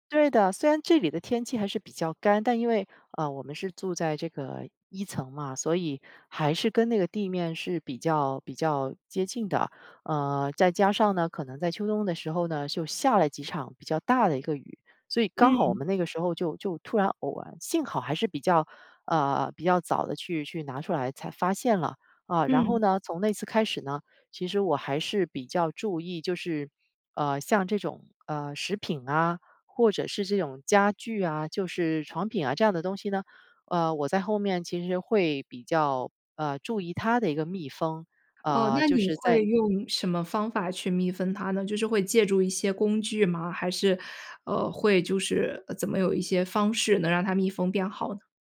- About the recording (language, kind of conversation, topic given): Chinese, podcast, 换季时你通常会做哪些准备？
- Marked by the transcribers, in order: "密封" said as "密分"